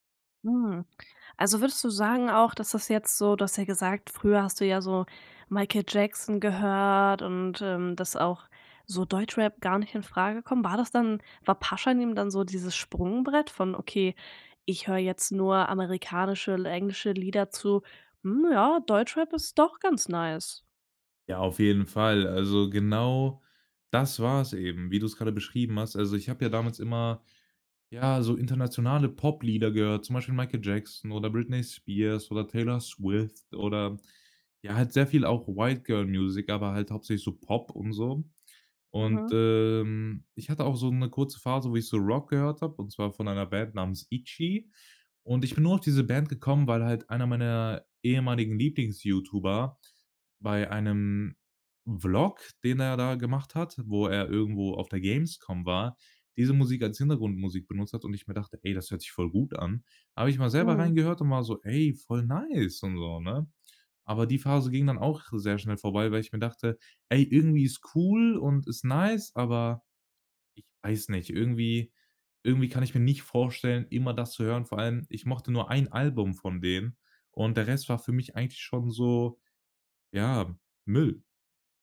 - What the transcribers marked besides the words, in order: put-on voice: "Hm, ja, Deutschrap ist doch ganz nice?"; in English: "nice?"; in English: "White Girl Music"; drawn out: "ähm"; anticipating: "Ey, voll nice"; in English: "nice"; in English: "nice"
- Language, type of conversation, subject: German, podcast, Welche Musik hat deine Jugend geprägt?